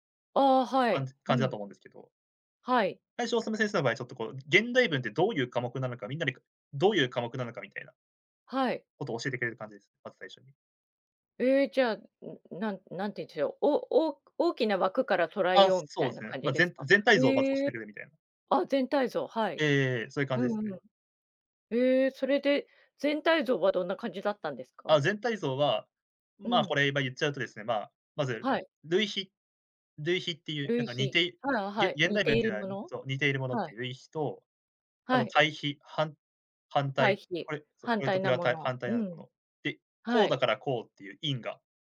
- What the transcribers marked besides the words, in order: none
- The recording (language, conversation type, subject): Japanese, podcast, これまでに影響を受けた先生や本はありますか？